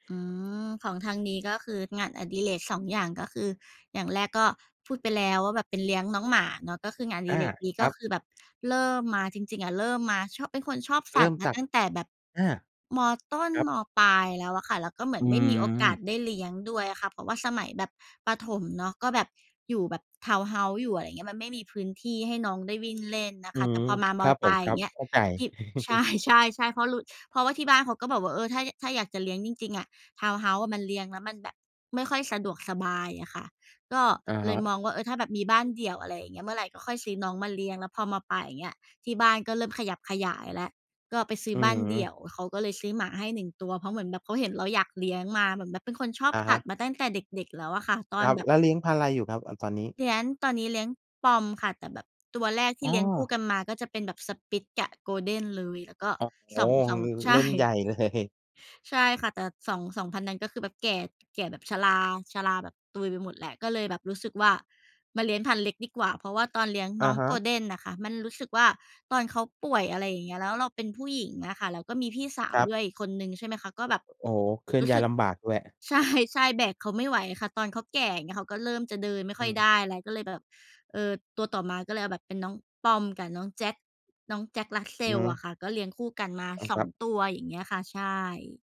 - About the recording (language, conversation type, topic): Thai, unstructured, งานอดิเรกอะไรที่ทำแล้วคุณรู้สึกมีความสุขมากที่สุด?
- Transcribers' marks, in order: tapping; other background noise; "ม.ปลาย" said as "มอยปลาย"; laughing while speaking: "ใช่ ๆ ๆ"; chuckle; laughing while speaking: "ใช่"; laughing while speaking: "เลย"; laughing while speaking: "ใช่ ๆ"